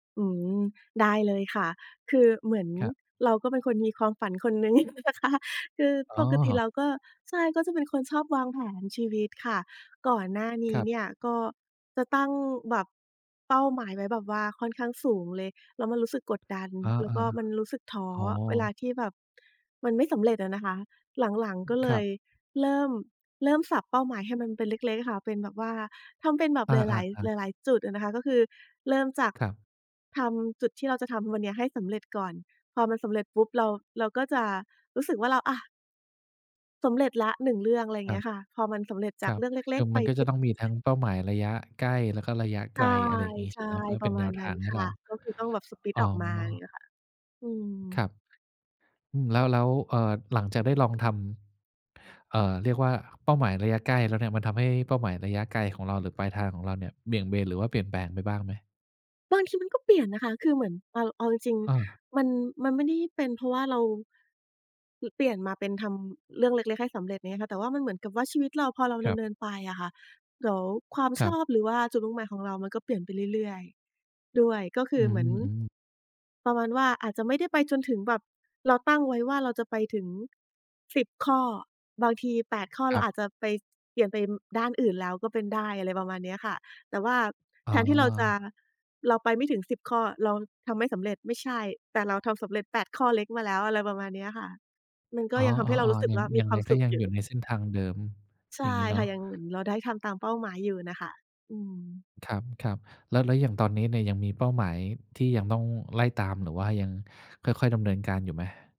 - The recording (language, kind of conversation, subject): Thai, podcast, คุณตั้งเป้าหมายชีวิตยังไงให้ไปถึงจริงๆ?
- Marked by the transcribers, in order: tapping; laugh; laughing while speaking: "นะคะ"; laughing while speaking: "อ๋อ"; other noise; unintelligible speech; in English: "สปลิต"; other background noise